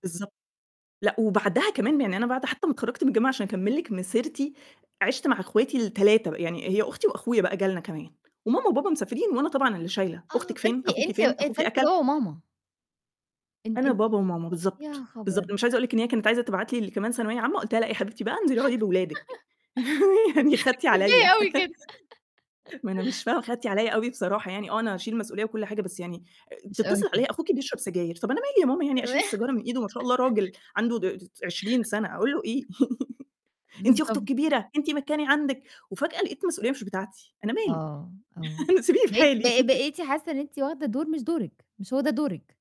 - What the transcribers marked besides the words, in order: distorted speech; laugh; other noise; laughing while speaking: "كفاية أوي كده"; laugh; chuckle; laugh; laughing while speaking: "تمام"; chuckle; tapping; laugh; put-on voice: "أنتِ أخته الكبيرة، أنتِ مكاني عندِك"; laugh; laughing while speaking: "أنا سبيني في حالي"
- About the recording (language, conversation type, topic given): Arabic, podcast, إيه هي اللحظة اللي حسّيت فيها إنك نضجت فجأة؟